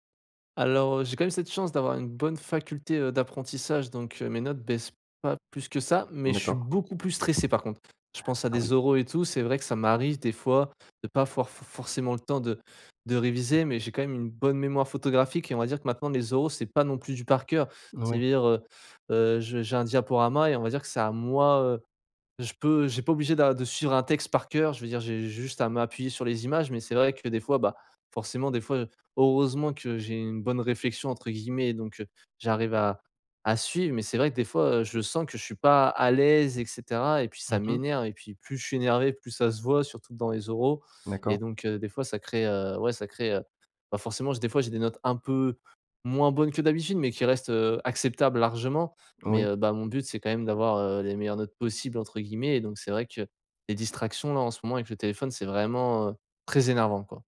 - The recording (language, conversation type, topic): French, advice, Comment les distractions constantes de votre téléphone vous empêchent-elles de vous concentrer ?
- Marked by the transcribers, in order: stressed: "beaucoup"; tapping; other background noise; stressed: "à"